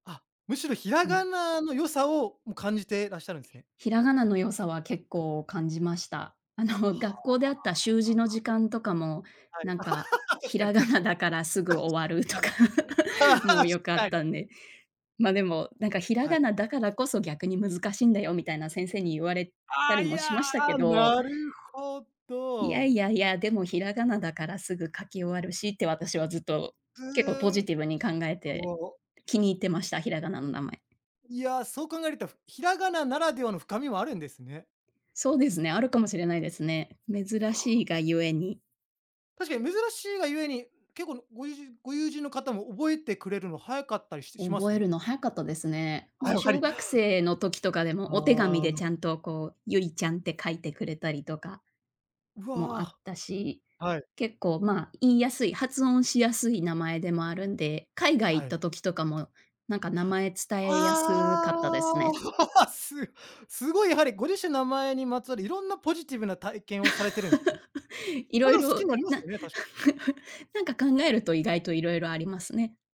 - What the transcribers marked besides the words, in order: laugh; laughing while speaking: "確かに、確かに"; chuckle; laugh; laugh; chuckle
- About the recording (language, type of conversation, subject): Japanese, podcast, 自分の名前に込められた話、ある？